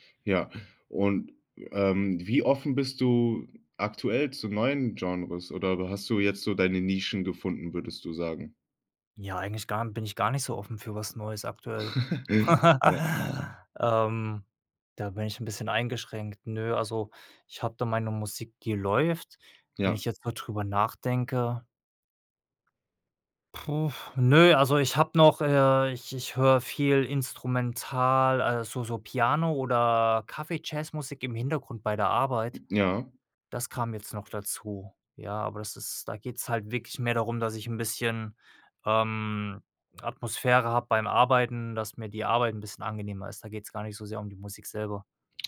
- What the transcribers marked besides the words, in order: chuckle; lip trill
- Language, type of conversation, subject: German, podcast, Wie hat sich dein Musikgeschmack über die Jahre verändert?